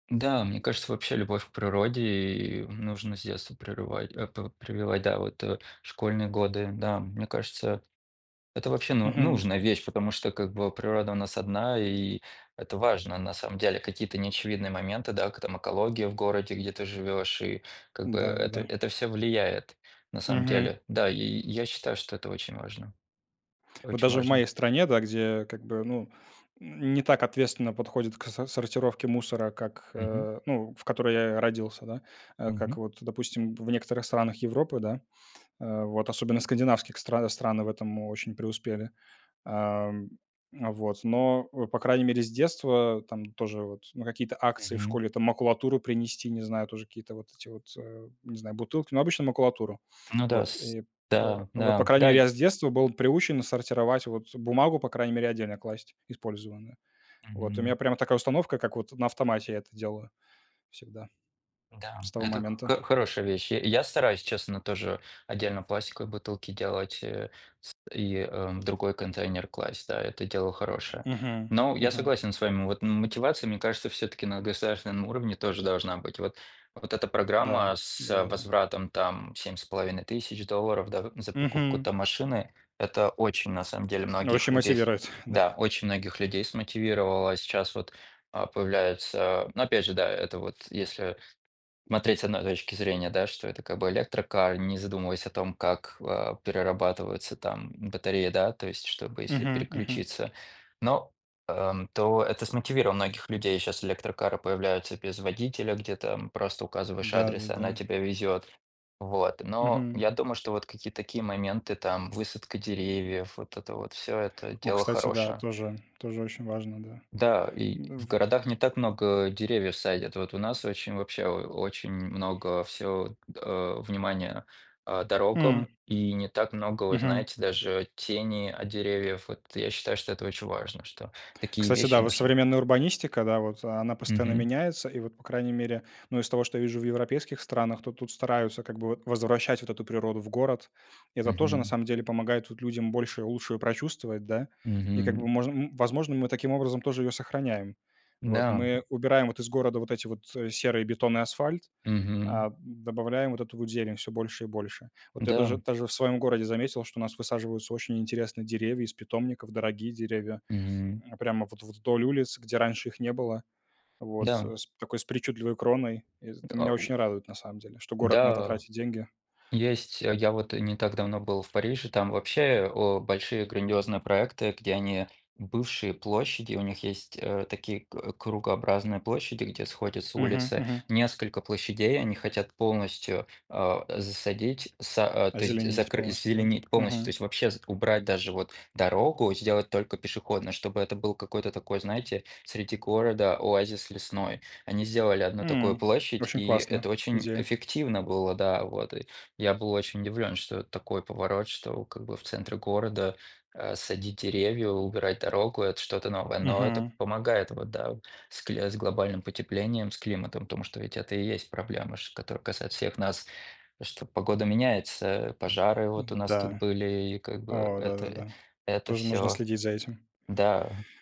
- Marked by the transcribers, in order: chuckle; other background noise; laughing while speaking: "Да"; tapping
- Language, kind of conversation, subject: Russian, unstructured, Какие простые действия помогают сохранить природу?